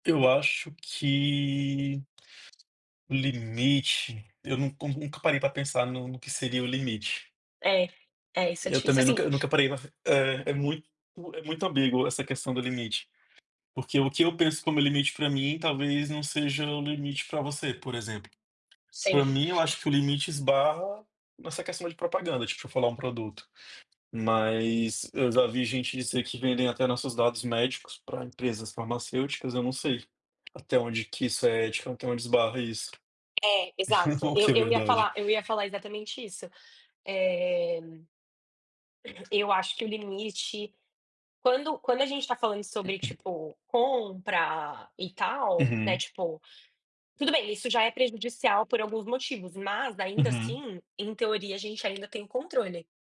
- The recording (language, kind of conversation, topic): Portuguese, unstructured, Você acha justo que as empresas usem seus dados para ganhar dinheiro?
- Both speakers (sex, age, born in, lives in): female, 30-34, Brazil, United States; male, 30-34, Brazil, Portugal
- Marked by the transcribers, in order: tapping; other background noise; chuckle; throat clearing